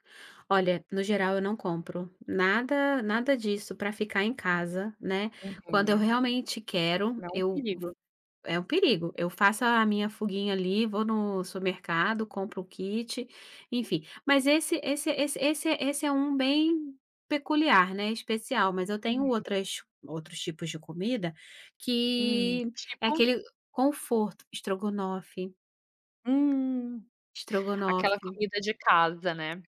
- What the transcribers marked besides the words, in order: tapping
- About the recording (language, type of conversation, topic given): Portuguese, podcast, Que comida te conforta num dia ruim?